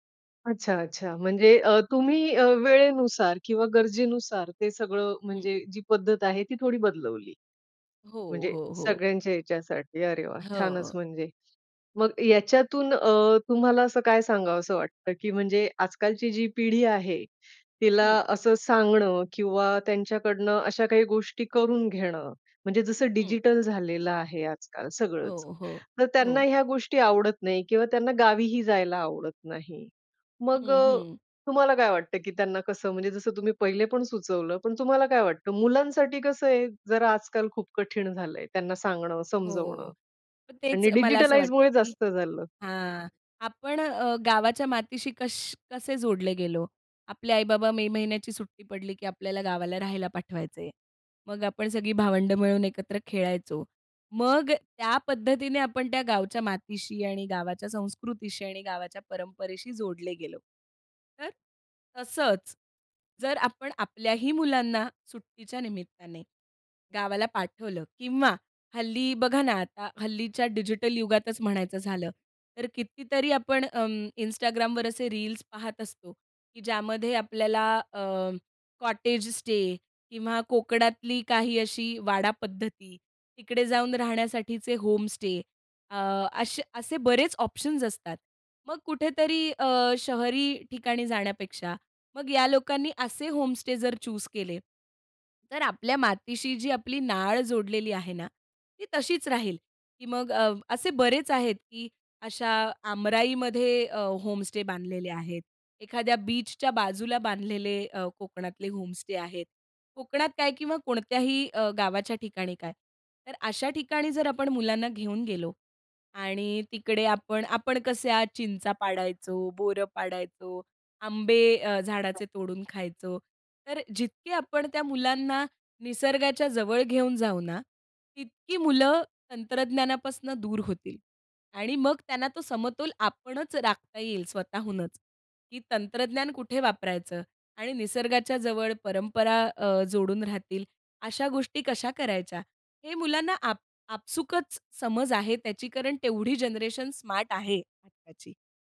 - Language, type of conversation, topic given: Marathi, podcast, कुठल्या परंपरा सोडाव्यात आणि कुठल्या जपाव्यात हे तुम्ही कसे ठरवता?
- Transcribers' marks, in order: in English: "डिजिटलाईजमुळे"; other background noise; in English: "कॉटेज स्टे"; in English: "होमस्टे"; in English: "ऑप्शन्स"; in English: "होमस्टे"; in English: "चूज"; in English: "होमस्टे"; in English: "होमस्टे"; tapping; in English: "जनरेशन स्मार्ट"